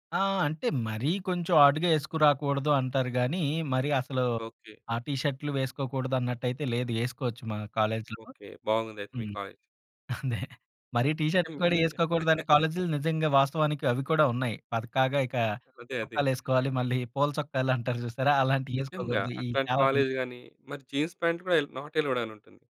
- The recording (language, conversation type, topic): Telugu, podcast, మీ ప్రత్యేక శైలి (సిగ్నేచర్ లుక్) అంటే ఏమిటి?
- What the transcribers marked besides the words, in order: in English: "ఆడ్‌గా"; chuckle; giggle; other noise; in English: "నాట్ ఎలౌడ్"; other background noise